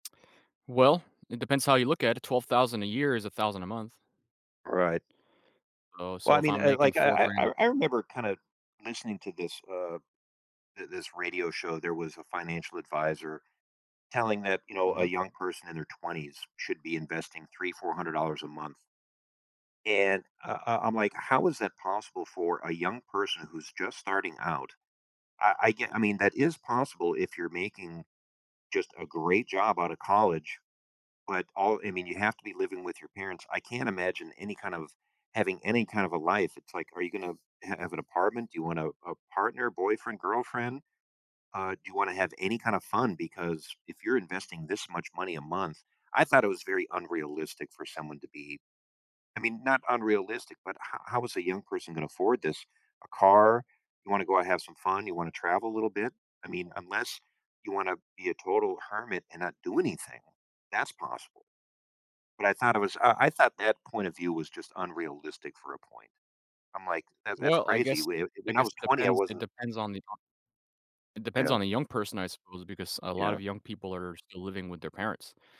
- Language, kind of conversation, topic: English, unstructured, How can someone start investing with little money?
- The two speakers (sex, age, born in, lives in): male, 35-39, Mexico, United States; male, 50-54, United States, United States
- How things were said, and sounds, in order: none